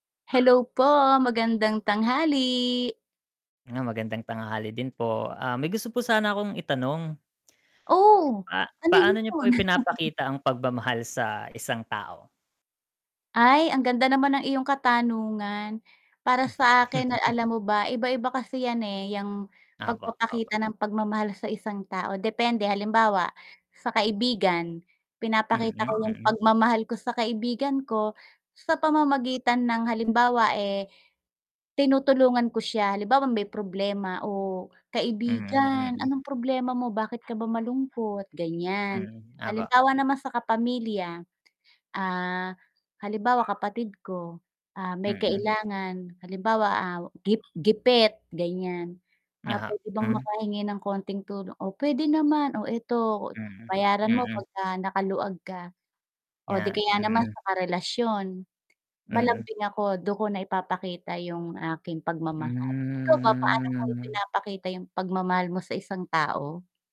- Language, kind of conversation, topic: Filipino, unstructured, Paano mo ipinapakita ang pagmamahal sa isang tao?
- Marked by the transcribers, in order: static; chuckle; chuckle; dog barking; tapping; distorted speech; drawn out: "Hmm"